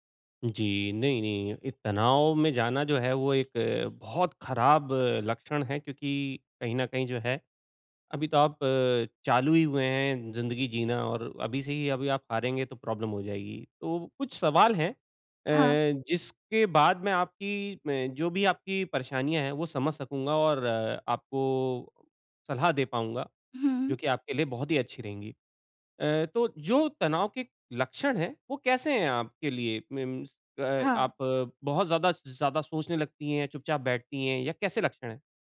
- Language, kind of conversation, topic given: Hindi, advice, मैं आज तनाव कम करने के लिए कौन-से सरल अभ्यास कर सकता/सकती हूँ?
- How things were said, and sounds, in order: tapping; in English: "प्रॉब्लम"; in English: "मीन्स"